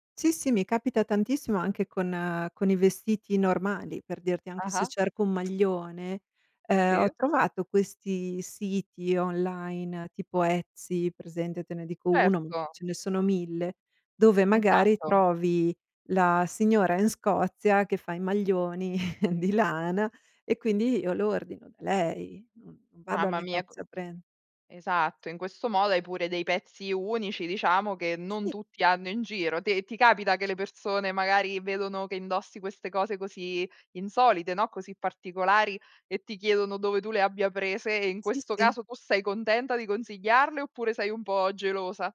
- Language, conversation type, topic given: Italian, podcast, Come racconti la tua cultura attraverso l’abbigliamento?
- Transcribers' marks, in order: tapping; other background noise; "Esatto" said as "etatto"; chuckle